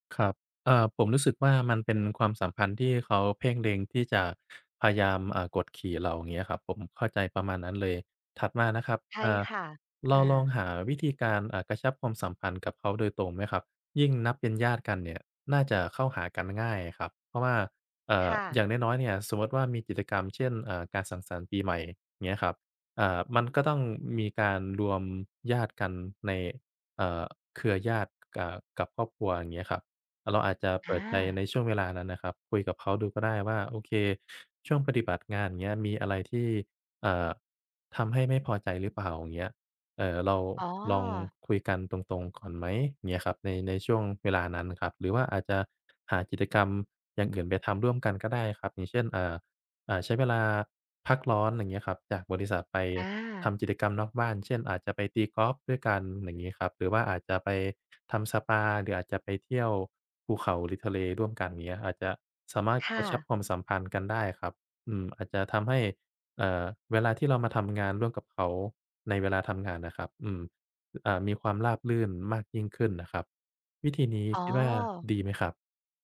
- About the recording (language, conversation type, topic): Thai, advice, คุณควรตั้งขอบเขตและรับมือกับญาติที่ชอบควบคุมและละเมิดขอบเขตอย่างไร?
- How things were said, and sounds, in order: tapping; other background noise